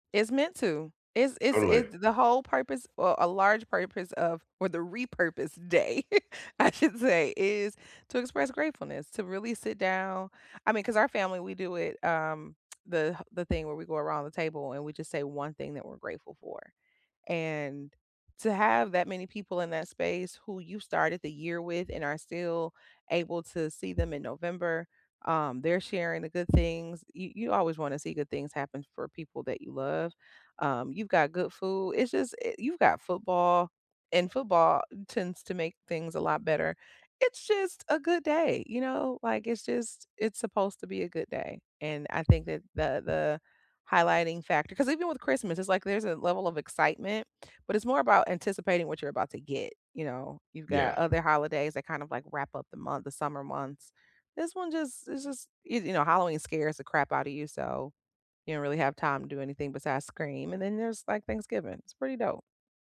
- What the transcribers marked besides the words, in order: laughing while speaking: "or the repurpose day, I should say"
- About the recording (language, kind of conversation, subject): English, unstructured, Which childhood tradition do you still follow today?
- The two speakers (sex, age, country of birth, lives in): female, 40-44, United States, United States; male, 25-29, United States, United States